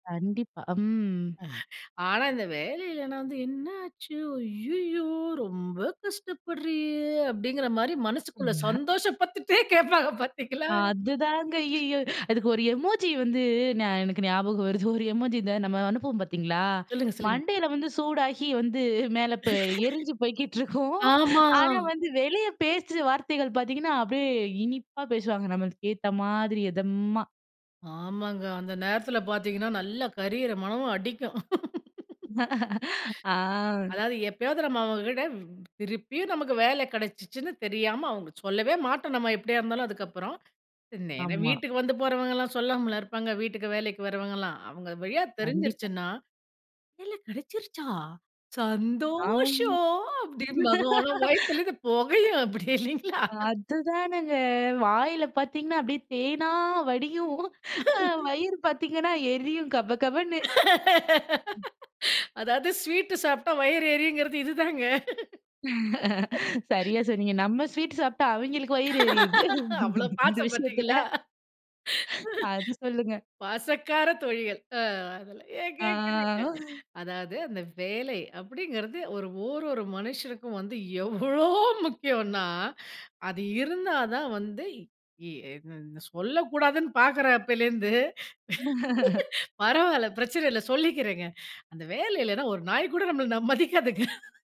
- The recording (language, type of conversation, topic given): Tamil, podcast, வேலை இல்லாதபோதும், நீ உன்னை எப்படி அறிமுகப்படுத்துவாய்?
- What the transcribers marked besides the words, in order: laugh; put-on voice: "என்ன ஆச்சு ஐய்யயோ ரொம்ப கஷ்டப்படுறியே"; laughing while speaking: "மனசுக்குள்ள சந்தோஷ பட்டுட்டே கேட்பாங்க பார்த்தீங்களா"; drawn out: "அதுதாங்க"; tapping; chuckle; laugh; laughing while speaking: "போய்க்கிட்டு இருக்கும்"; drawn out: "ஆமா"; laugh; put-on voice: "வேலை கெடச்சிருச்சா சந்தோஷம்"; laughing while speaking: "ஆனா, வயித்திலிருந்து பொகையும் அப்படியே இல்லைங்களா?"; laugh; laughing while speaking: "அப்படியே தேனா வடியும். வயிறு பார்த்தீங்கன்னா, எரியும் கபகபன்னு"; laugh; laugh; other noise; laugh; laughing while speaking: "நம்ம ஸ்வீட் சாப்ட்டா அவிங்களுக்கு வயிறு எரியுது, இந்த விஷயத்தில. அது சொல்லுங்க"; laugh; laughing while speaking: "அவ்ளோ பாசம் பாத்திங்களா? பசக்கார தோழிகள் ஆ அதலாம் ஏன் கேட்கிறீங்க?"; drawn out: "ஆ"; drawn out: "எவ்ளோ"; laugh; laughing while speaking: "கூட ம நம்மள மதிக்காதுங்க"